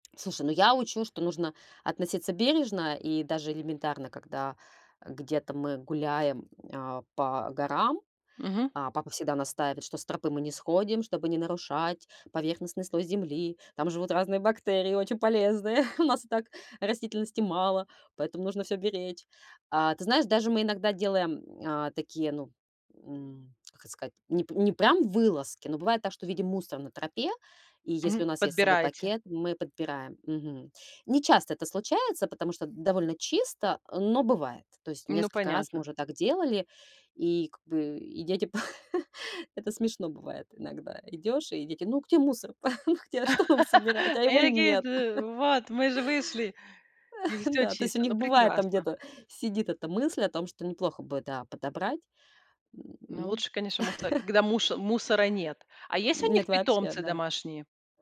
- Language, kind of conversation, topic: Russian, podcast, Как научить детей жить проще и бережнее относиться к природе?
- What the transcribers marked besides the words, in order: other background noise; put-on voice: "чтобы не нарушать поверхностный слой … нужно всё беречь"; chuckle; tapping; chuckle; laughing while speaking: "Ну, где мусор, там, где? А что нам собирать? А его нет"; laugh; chuckle; grunt; chuckle; grunt